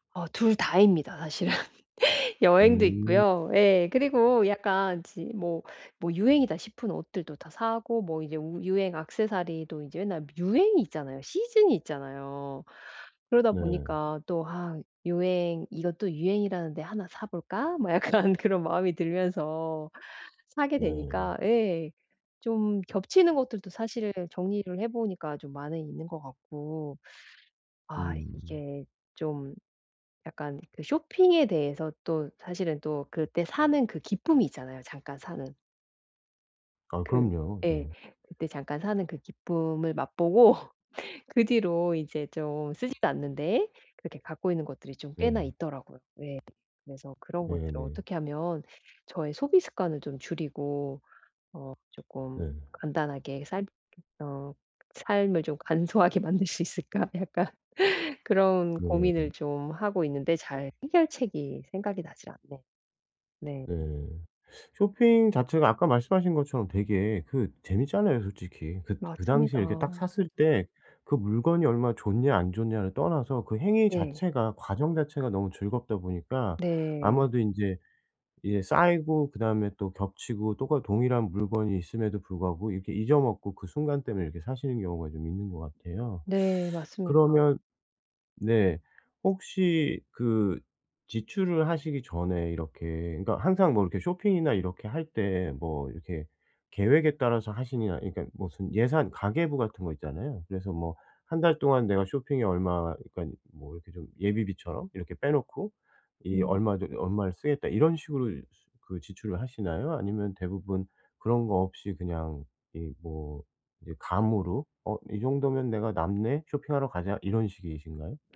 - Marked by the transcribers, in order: laughing while speaking: "사실은"; other background noise; in English: "시즌이"; laughing while speaking: "약간"; teeth sucking; tapping; laugh; laugh; teeth sucking; teeth sucking; "무슨" said as "머슨"
- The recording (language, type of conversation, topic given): Korean, advice, 물건을 줄이고 경험에 더 집중하려면 어떻게 하면 좋을까요?